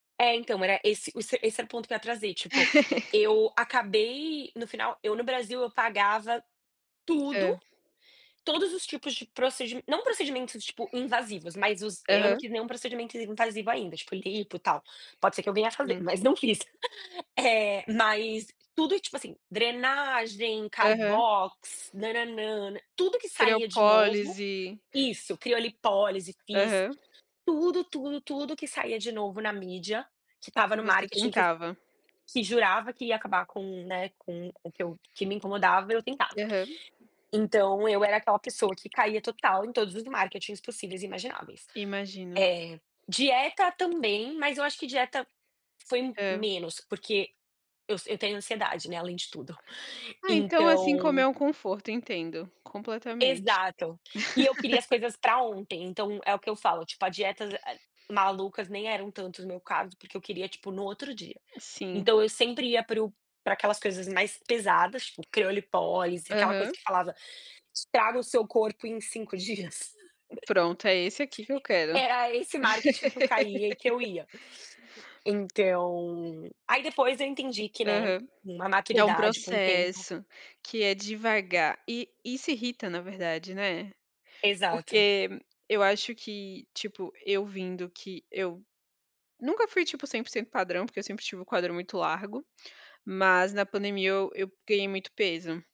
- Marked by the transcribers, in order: laugh; tapping; other background noise; chuckle; "Criolipólise" said as "creopólise"; laugh; laughing while speaking: "dias"; laugh
- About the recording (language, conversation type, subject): Portuguese, unstructured, Você acha que a indústria fitness lucra com o medo das pessoas?